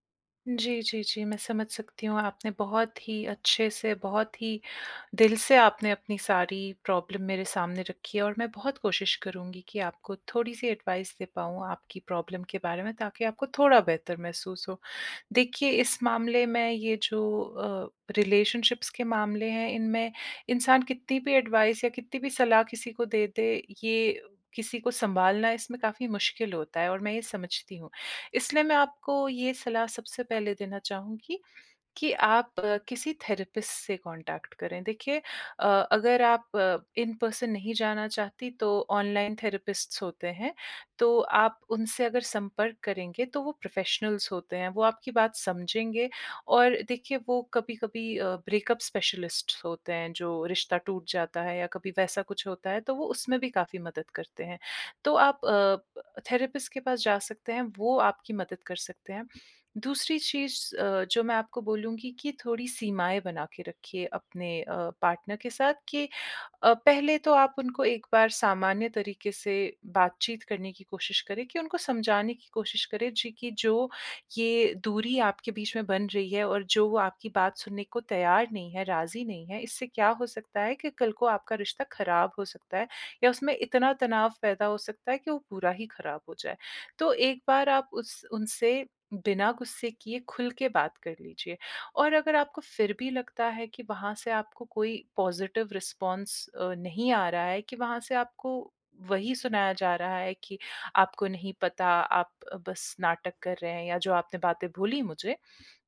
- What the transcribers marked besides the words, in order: tapping; in English: "प्रॉब्लम"; in English: "एडवाइस"; in English: "प्रॉब्लम"; in English: "रिलेशनशिप्स"; in English: "एडवाइस"; in English: "थेरेपिस्ट"; in English: "कॉन्टैक्ट"; in English: "इन-पर्सन"; in English: "ऑनलाइन थेरेपिस्ट्स"; in English: "प्रोफेशनल्स"; in English: "ब्रेकअप स्पेशलिस्ट्स"; in English: "थेरेपिस्ट"; in English: "पार्टनर"; in English: "पॉज़िटिव रिस्पॉन्स"
- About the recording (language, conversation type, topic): Hindi, advice, साथी की भावनात्मक अनुपस्थिति या दूरी से होने वाली पीड़ा